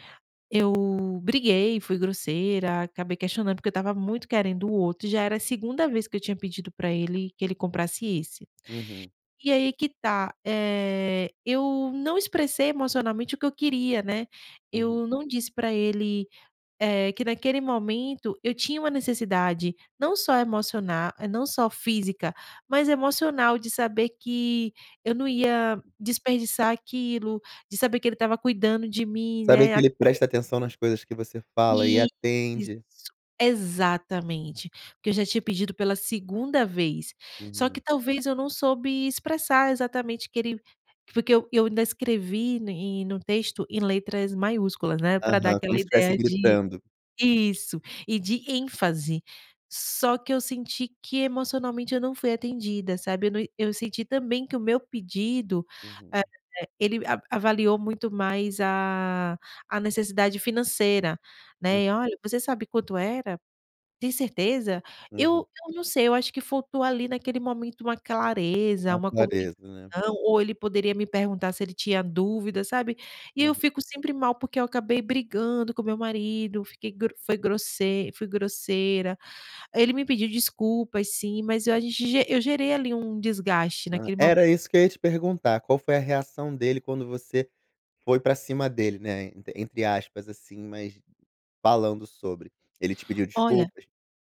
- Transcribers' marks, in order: unintelligible speech
- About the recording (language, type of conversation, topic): Portuguese, advice, Como posso expressar minhas necessidades emocionais ao meu parceiro com clareza?